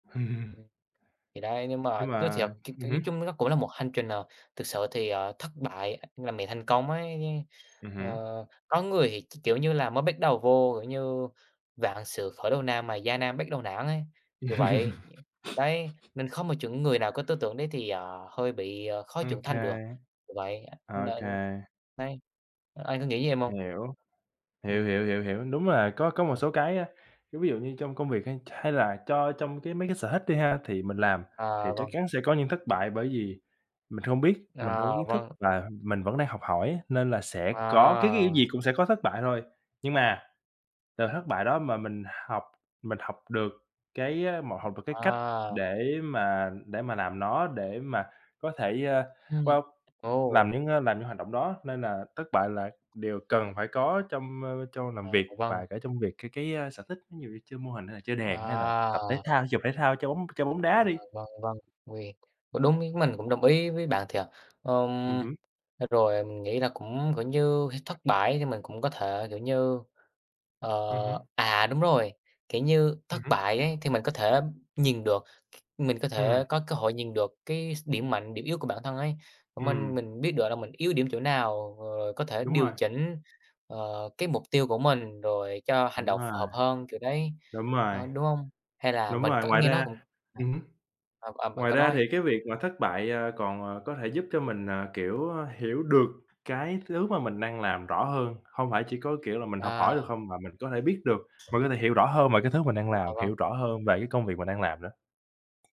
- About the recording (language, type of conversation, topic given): Vietnamese, unstructured, Bạn đã học được bài học quan trọng nào từ những lần thất bại?
- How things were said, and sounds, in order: chuckle; other noise; other background noise; laugh; sniff; tapping